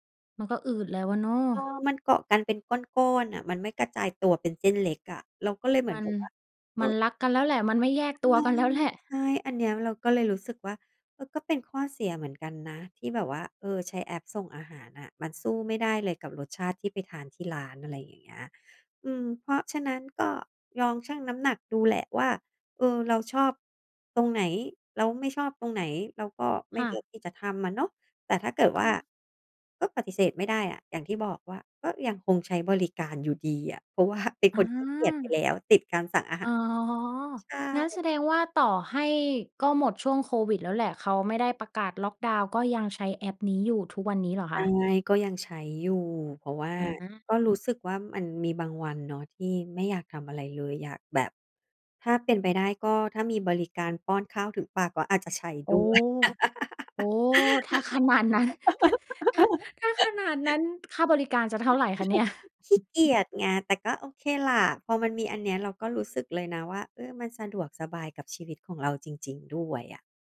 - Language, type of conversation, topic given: Thai, podcast, คุณใช้บริการส่งอาหารบ่อยแค่ไหน และมีอะไรที่ชอบหรือไม่ชอบเกี่ยวกับบริการนี้บ้าง?
- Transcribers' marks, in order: laughing while speaking: "แล้วแหละ"; tapping; laughing while speaking: "ว่า"; laughing while speaking: "ถ้าขนาดนั้น ถ้าขนาดนั้น"; chuckle; laughing while speaking: "ด้วย"; laugh; chuckle; other background noise